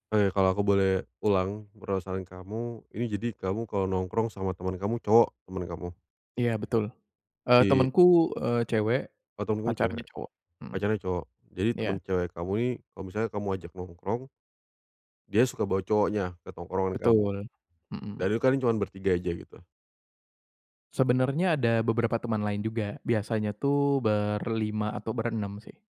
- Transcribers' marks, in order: tapping
- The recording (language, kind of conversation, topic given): Indonesian, advice, Bagaimana cara menghadapi teman yang tidak menghormati batasan tanpa merusak hubungan?